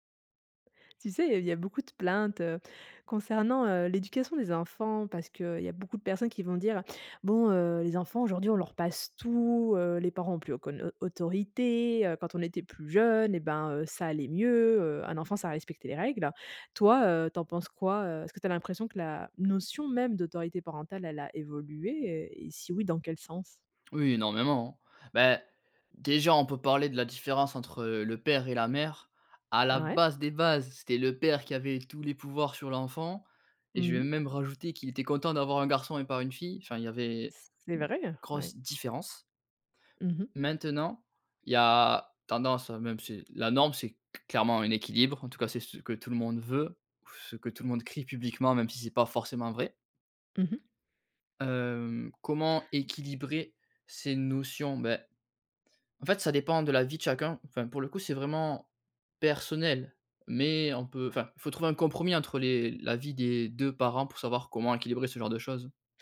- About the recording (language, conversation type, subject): French, podcast, Comment la notion d’autorité parentale a-t-elle évolué ?
- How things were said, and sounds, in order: none